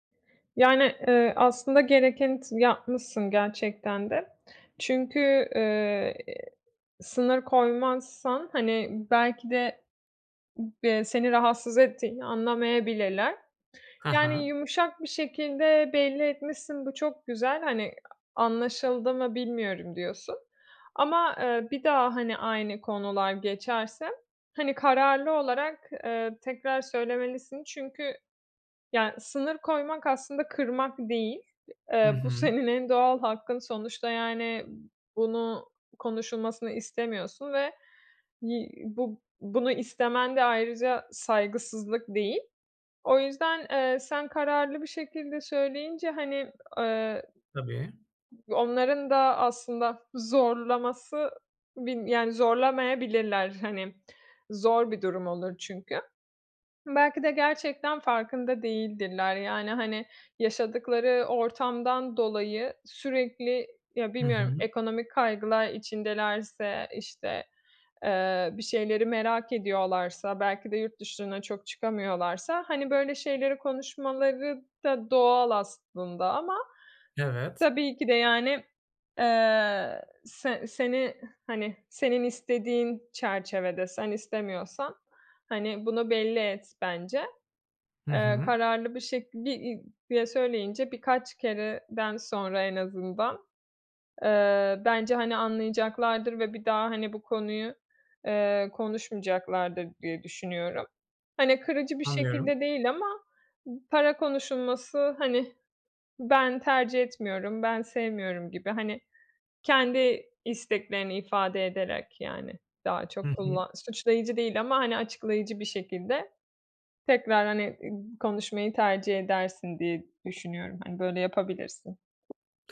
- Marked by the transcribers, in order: other background noise; tapping
- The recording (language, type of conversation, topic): Turkish, advice, Ailemle veya arkadaşlarımla para konularında nasıl sınır koyabilirim?